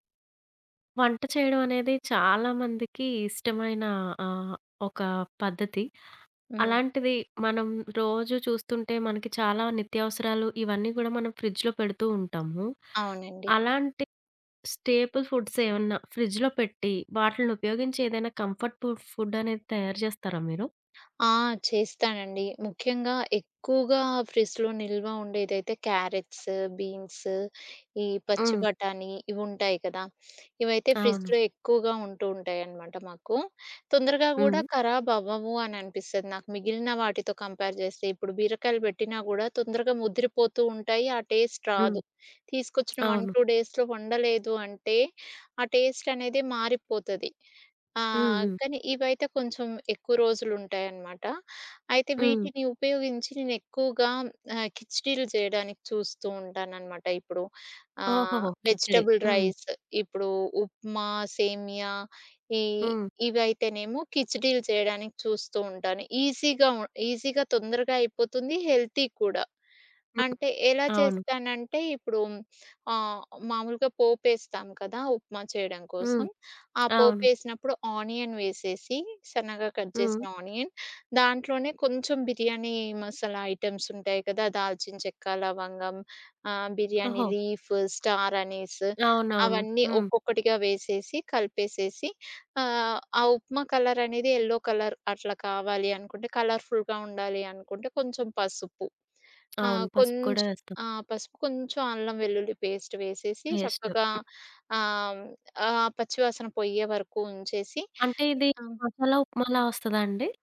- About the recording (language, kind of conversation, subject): Telugu, podcast, ఫ్రిజ్‌లో ఉండే సాధారణ పదార్థాలతో మీరు ఏ సౌఖ్యాహారం తయారు చేస్తారు?
- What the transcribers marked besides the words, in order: other background noise; in English: "స్టేపుల్"; in English: "కంఫర్ట్‌ఫుల్ ఫుడ్"; in English: "క్యారెట్స్, బీన్స్"; tapping; in English: "కంపేర్"; in English: "టేస్ట్"; in English: "వన్, టూ డేస్‌లో"; in English: "వెజిటబుల్ రైస్"; in English: "ఈజీగా"; in English: "ఈజీగా"; in English: "హెల్తీ"; in English: "ఆనియన్"; in English: "కట్"; in English: "ఆనియన్"; in English: "బిర్యానీ లీఫ్, స్టార్ అనిస్"; in English: "ఎల్లో కలర్"; in English: "కలర్‌ఫుల్‌గా"; in English: "పేస్ట్"; in English: "పేస్ట్"